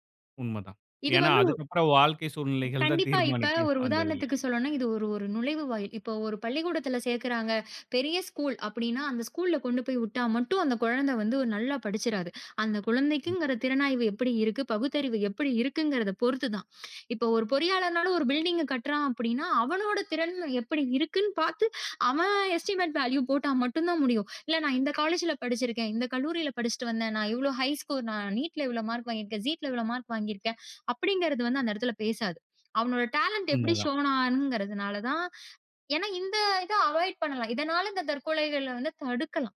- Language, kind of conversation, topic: Tamil, podcast, தேர்வு அழுத்தம் மாணவர்களை எப்படிப் பாதிக்கிறது என்று சொல்ல முடியுமா?
- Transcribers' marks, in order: other background noise; laughing while speaking: "தான் தீர்மானிக்கும்"; other noise; in English: "எஸ்டிமெட் வேலீவ்"; in English: "ஹை ஸ்கோர்"; in English: "நீட்ல"; in English: "ஜீட்ல"; in English: "டாலெண்ட்"; in English: "ஸ்ஷோன்"; in English: "அவாய்ட்"